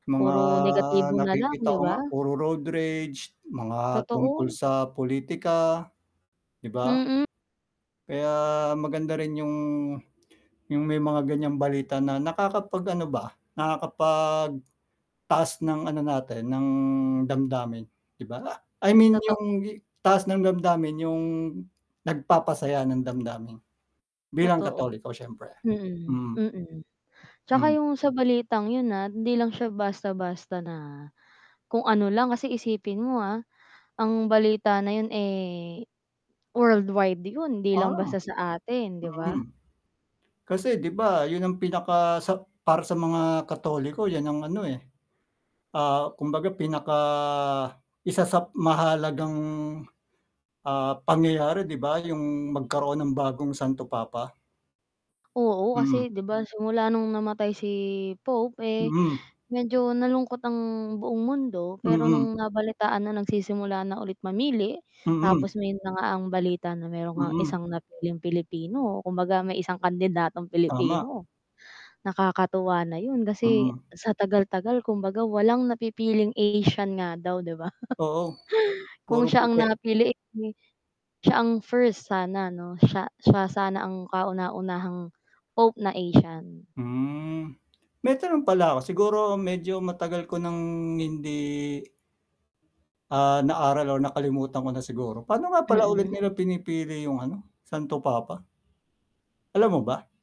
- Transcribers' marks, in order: mechanical hum; static; distorted speech; chuckle; other background noise
- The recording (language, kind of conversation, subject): Filipino, unstructured, Anong balita ang nagpasaya sa iyo nitong mga nakaraang araw?